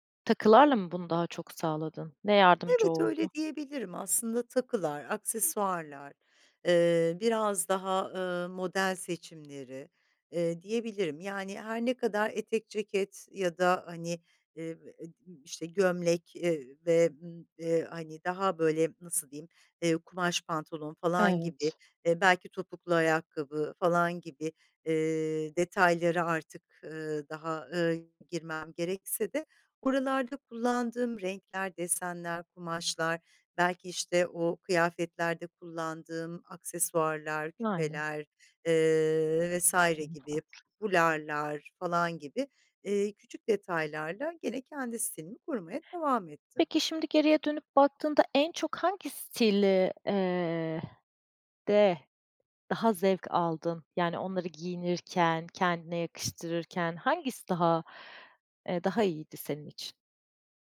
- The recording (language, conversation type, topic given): Turkish, podcast, Stil değişimine en çok ne neden oldu, sence?
- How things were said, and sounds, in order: unintelligible speech; tapping